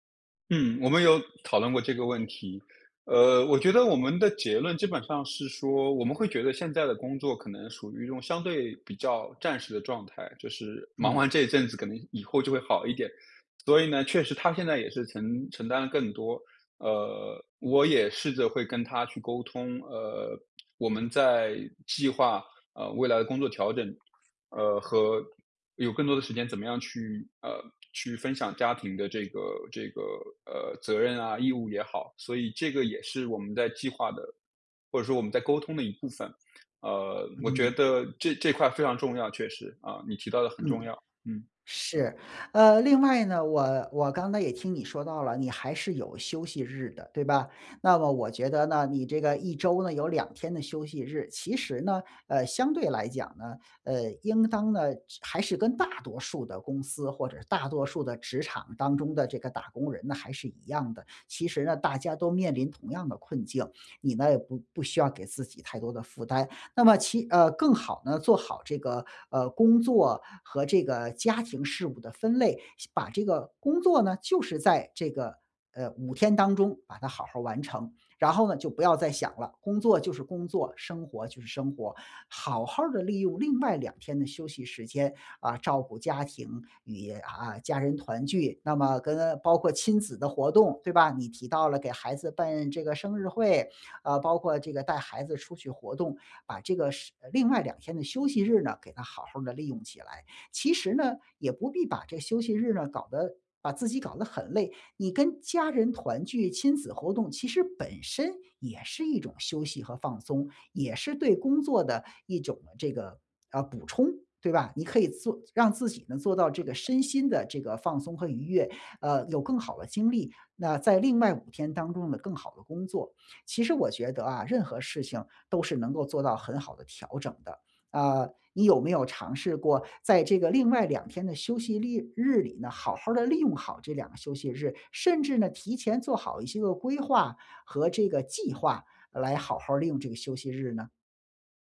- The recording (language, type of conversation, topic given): Chinese, advice, 工作和生活时间总是冲突，我该怎么安排才能兼顾两者？
- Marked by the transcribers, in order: other background noise; tapping